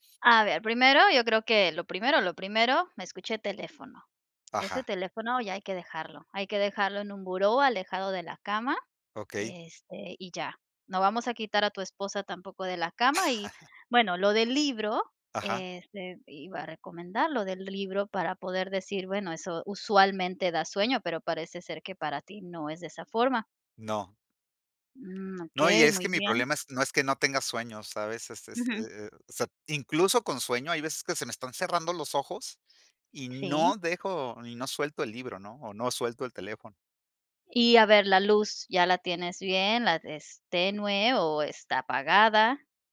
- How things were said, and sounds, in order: chuckle
- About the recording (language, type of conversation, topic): Spanish, advice, ¿Cómo puedo lograr el hábito de dormir a una hora fija?